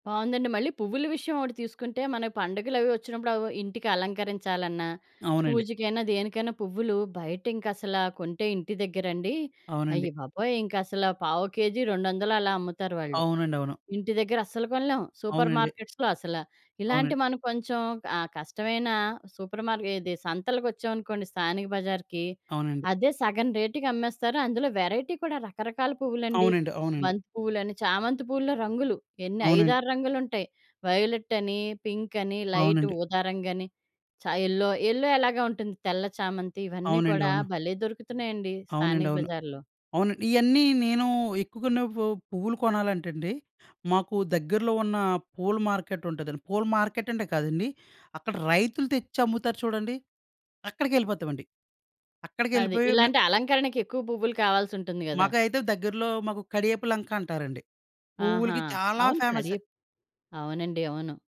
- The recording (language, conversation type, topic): Telugu, podcast, స్థానిక బజార్‌లో ఒక రోజు ఎలా గడిచింది?
- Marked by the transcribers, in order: in English: "సూపర్ మార్కెట్స్‌లో"; in English: "సూపర్ మార్కెట్"; in English: "వెరైటీ"; in English: "వయోలెట్"; in English: "పింక్"; in English: "లైట్"; in English: "యెల్లో యెల్లో"; in English: "మార్కెట్"; in English: "ఫేమస్"